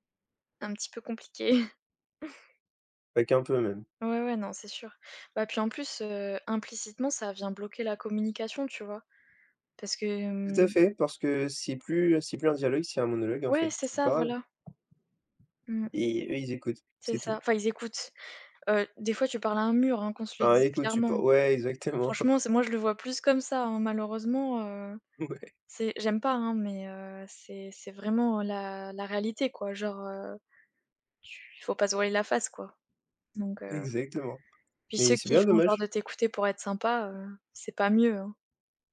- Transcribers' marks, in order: chuckle; tapping; chuckle; laughing while speaking: "Ouais"
- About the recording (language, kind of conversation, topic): French, unstructured, Quelle qualité apprécies-tu le plus chez tes amis ?